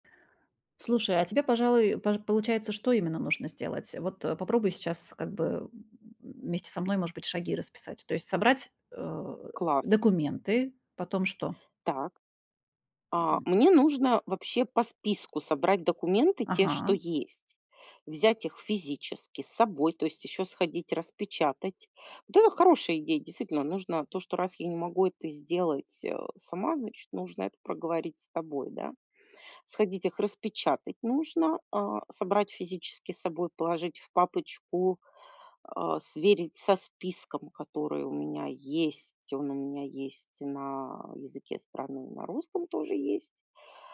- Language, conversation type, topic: Russian, advice, Как справиться со страхом перед предстоящим событием?
- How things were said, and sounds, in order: none